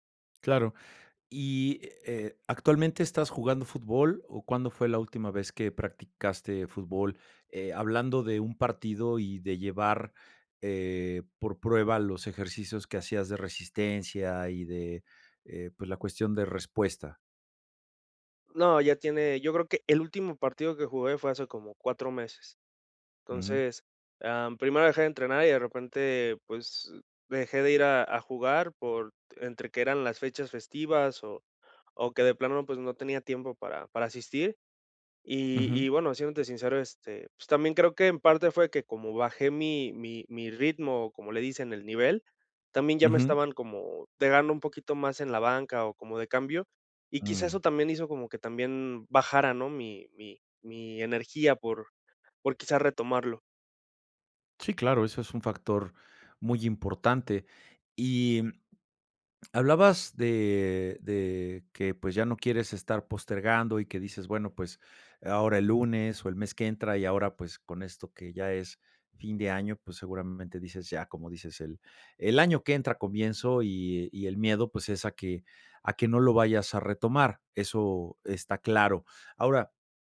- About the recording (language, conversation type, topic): Spanish, advice, ¿Cómo puedo dejar de postergar y empezar a entrenar, aunque tenga miedo a fracasar?
- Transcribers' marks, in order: other noise